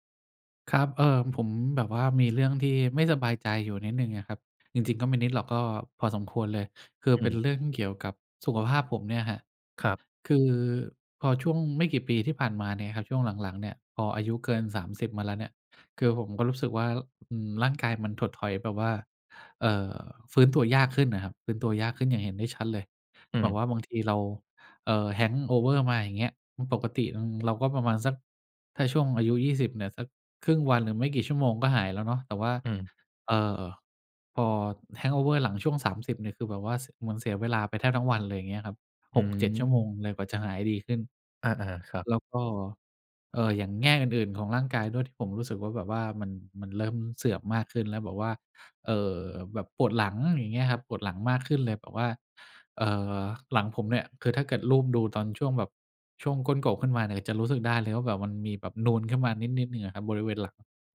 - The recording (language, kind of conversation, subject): Thai, advice, เมื่อสุขภาพแย่ลง ฉันควรปรับกิจวัตรประจำวันและกำหนดขีดจำกัดของร่างกายอย่างไร?
- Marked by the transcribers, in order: in English: "hangover"; in English: "hangover"